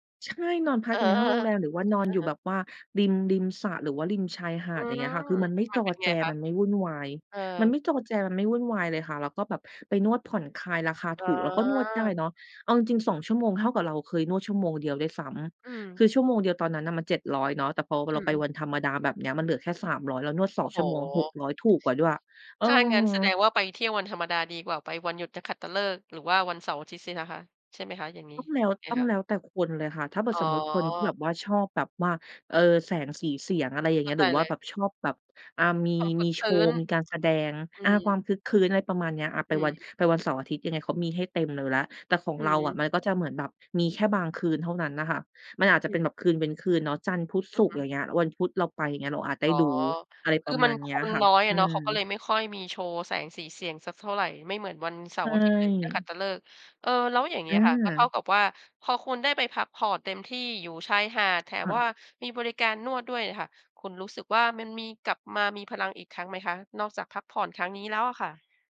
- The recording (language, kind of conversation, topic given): Thai, podcast, การพักผ่อนแบบไหนช่วยให้คุณกลับมามีพลังอีกครั้ง?
- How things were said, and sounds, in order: laughing while speaking: "เออ"